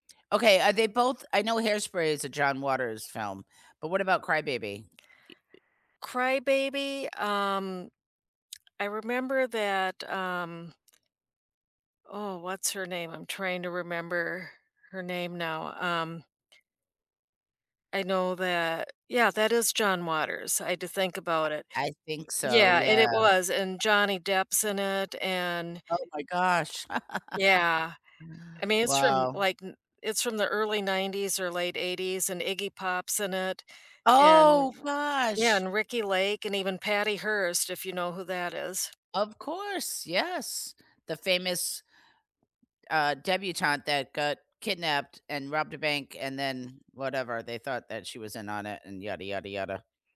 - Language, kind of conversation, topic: English, unstructured, What overlooked movie gems would you recommend to everyone, and why are they personally unforgettable to you?
- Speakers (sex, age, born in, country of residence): female, 60-64, United States, United States; female, 65-69, United States, United States
- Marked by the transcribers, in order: other background noise; laugh